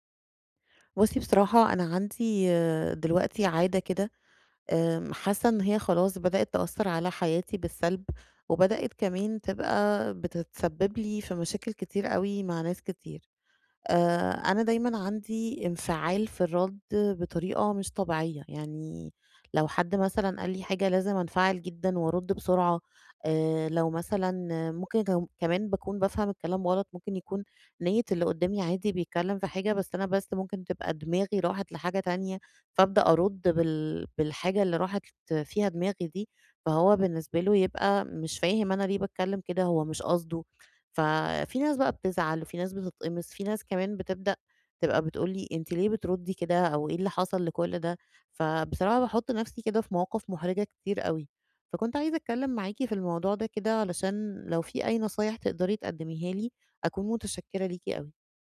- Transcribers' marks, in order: none
- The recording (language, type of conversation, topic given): Arabic, advice, إزاي أتعلم أوقف وأتنفّس قبل ما أرد في النقاش؟